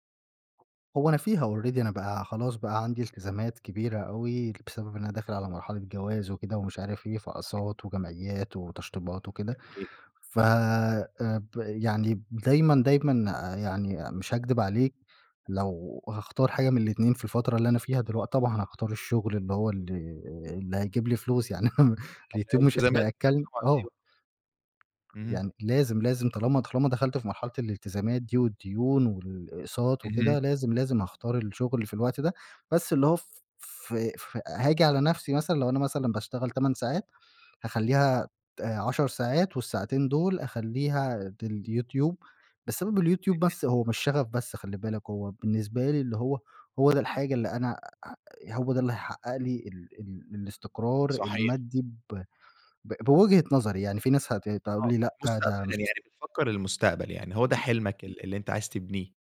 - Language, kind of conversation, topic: Arabic, podcast, إزاي بتوازن بين شغفك والمرتب اللي نفسك فيه؟
- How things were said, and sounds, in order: tapping; in English: "Already"; unintelligible speech; other street noise; laughing while speaking: "يعني"; unintelligible speech